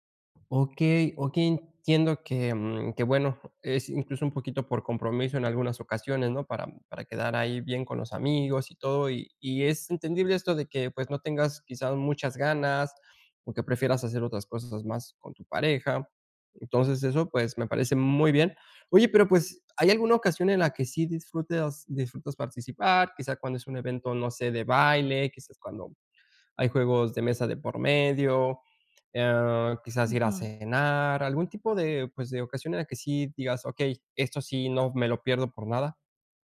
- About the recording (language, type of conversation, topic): Spanish, advice, ¿Cómo puedo decir que no a planes festivos sin sentirme mal?
- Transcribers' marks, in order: none